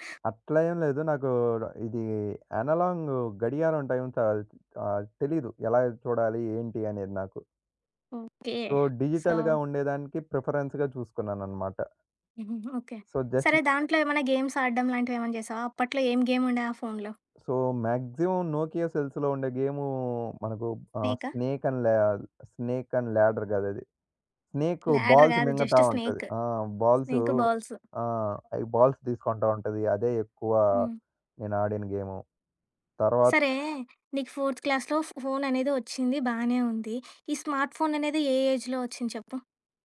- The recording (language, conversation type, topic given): Telugu, podcast, ఫోన్ లేకుండా ఒకరోజు మీరు ఎలా గడుపుతారు?
- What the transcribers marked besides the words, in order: other background noise; in English: "యనలాంగ్"; in English: "సో డిజిటల్‌గా"; in English: "సో"; in English: "ప్రిఫరెన్స్‌గా"; in English: "సో"; in English: "గేమ్స్"; in English: "సో, మాక్సిమం నోకియా సెల్స్‌లో"; in English: "స్నేక్ అండ్ లా స్నేక్ అండ్ ల్యాడర్"; in English: "ల్యాడర్"; in English: "బాల్స్"; in English: "జస్ట్ స్నేక్"; in English: "బాల్స్"; in English: "బాల్స్"; in English: "బాల్స్"; in English: "ఫోర్త్ క్లాస్‌లో"; in English: "స్మార్ట్"; in English: "ఏజ్‌లో"